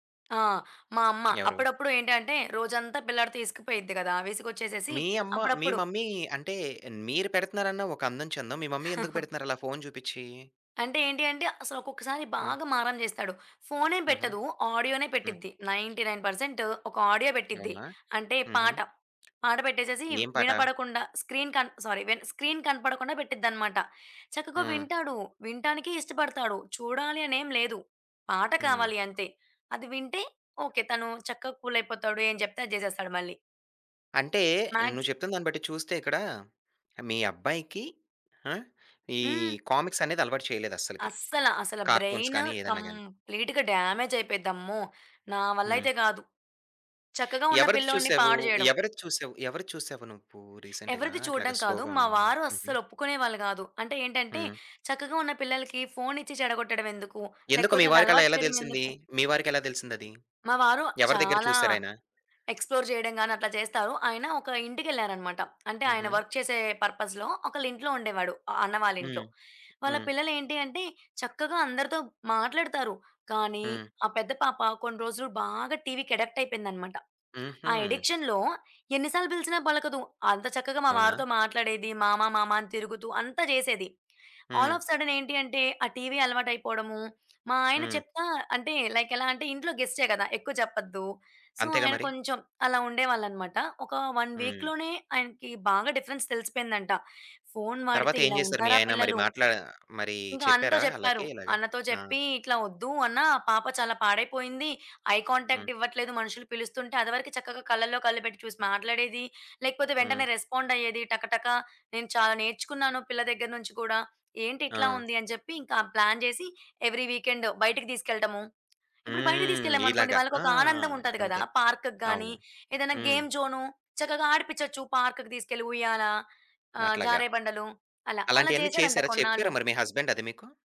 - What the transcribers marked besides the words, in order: tapping; other background noise; in English: "మమ్మీ"; in English: "మమ్మీ"; chuckle; in English: "నైన్టీ నైన్"; in English: "ఆడియో"; in English: "సారీ"; in English: "కార్టూన్స్"; in English: "కంప్లీట్‌గా"; in English: "రీసెంట్‌గా"; in English: "స్లో‌గా"; in English: "ఎక్స్‌ప్లోర్"; in English: "వర్క్"; in English: "పర్పస్‌లో"; in English: "అడిక్ట్"; in English: "అడిక్షన్‌లో"; in English: "ఆల్ ఆఫ్ సడెన్"; in English: "లైక్"; in English: "సో"; in English: "వన్ వీక్‌లోనే"; in English: "డిఫరెన్స్"; in English: "ఐ కాంటాక్ట్"; in English: "ప్లాన్"; in English: "ఎవ్రి వీకెండ్"; in English: "పార్క్‌కి"; in English: "గేమ్"; in English: "పార్క్‌కి"; in English: "హస్బెండ్"
- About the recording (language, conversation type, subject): Telugu, podcast, పిల్లల డిజిటల్ వినియోగాన్ని మీరు ఎలా నియంత్రిస్తారు?